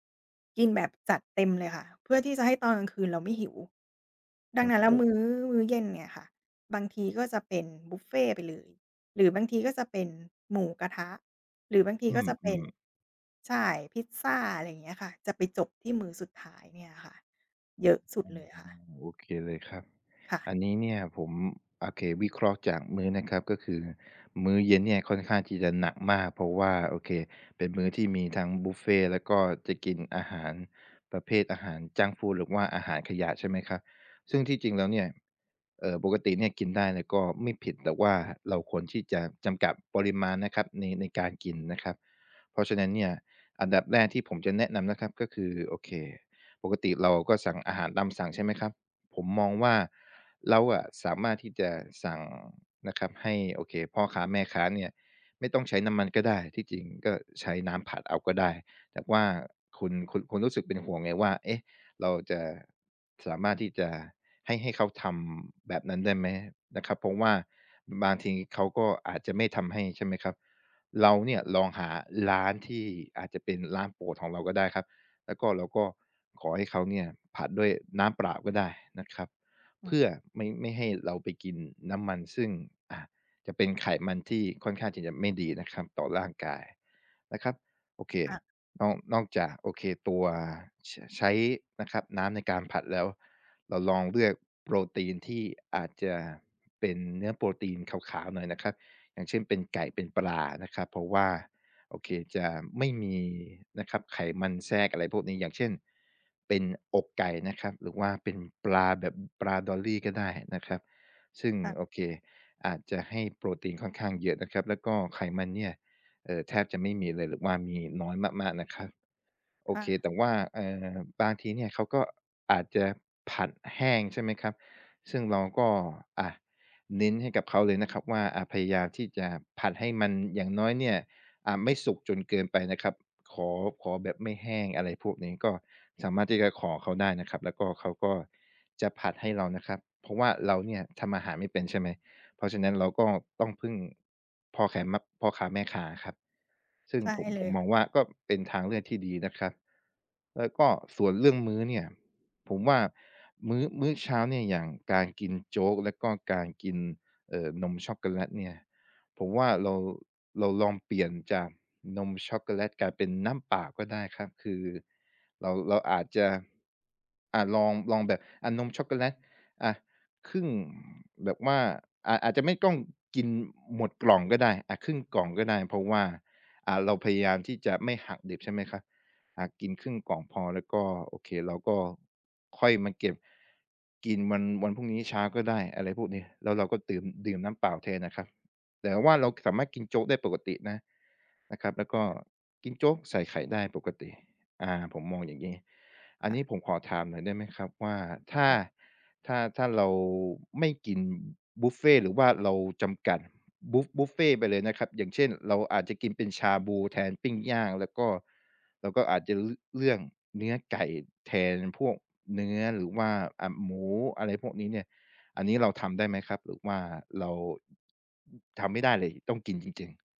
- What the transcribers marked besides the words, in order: unintelligible speech; breath; unintelligible speech; unintelligible speech; other noise
- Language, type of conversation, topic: Thai, advice, อยากเริ่มปรับอาหาร แต่ไม่รู้ควรเริ่มอย่างไรดี?